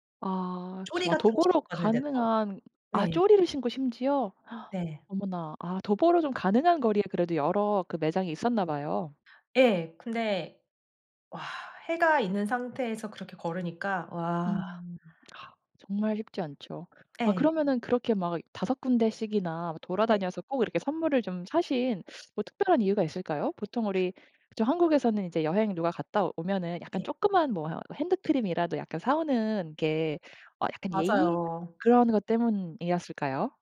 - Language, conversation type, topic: Korean, podcast, 가장 기억에 남는 여행은 언제였나요?
- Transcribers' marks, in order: other background noise; gasp; tapping